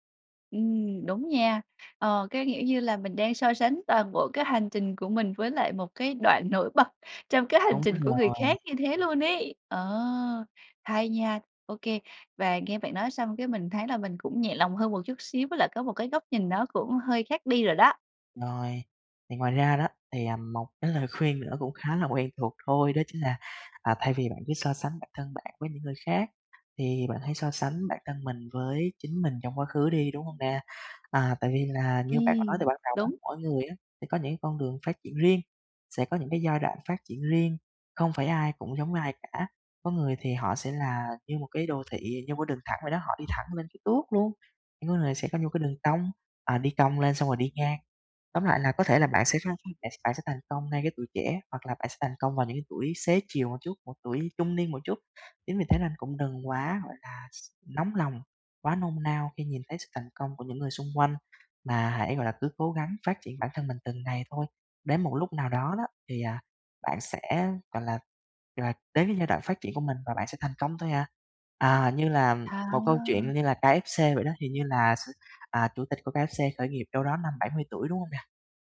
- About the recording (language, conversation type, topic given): Vietnamese, advice, Làm sao để tôi không bị ảnh hưởng bởi việc so sánh mình với người khác?
- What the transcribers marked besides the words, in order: laughing while speaking: "lời khuyên"; laughing while speaking: "quen thuộc"; tapping